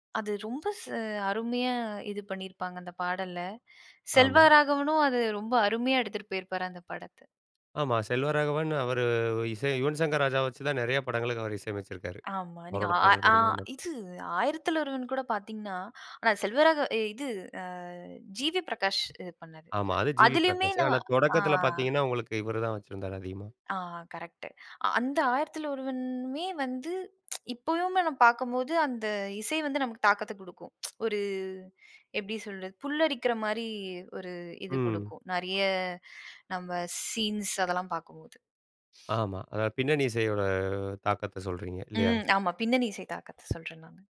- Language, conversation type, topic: Tamil, podcast, பாடல் பட்டியல் மூலம் ஒரு நினைவைப் பகிர்ந்துகொண்ட உங்கள் அனுபவத்தைச் சொல்ல முடியுமா?
- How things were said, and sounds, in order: drawn out: "அவரு"; other background noise; in English: "ஜீ வீ"; in English: "ஜீ வீ"; in English: "கரெக்டு"; drawn out: "ஒருவனுமே"; tsk; tsk; drawn out: "மாரி"; in English: "சீன்ஸ்"; sniff; other noise